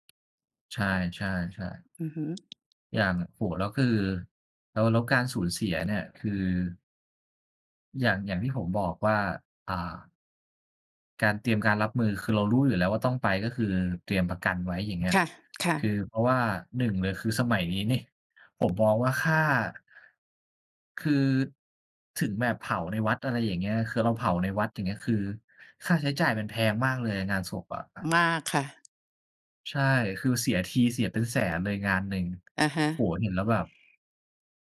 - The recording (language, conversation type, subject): Thai, unstructured, เราควรเตรียมตัวอย่างไรเมื่อคนที่เรารักจากไป?
- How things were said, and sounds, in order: tapping; other background noise